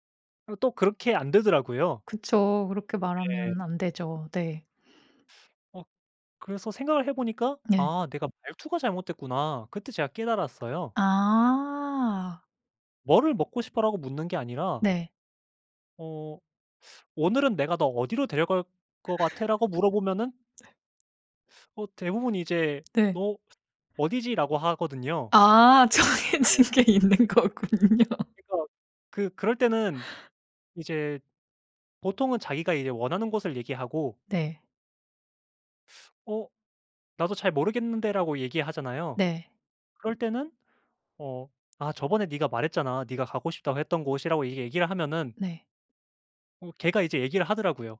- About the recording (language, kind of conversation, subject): Korean, podcast, 사투리나 말투가 당신에게 어떤 의미인가요?
- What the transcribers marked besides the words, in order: laughing while speaking: "정해진 게 있는 거군요"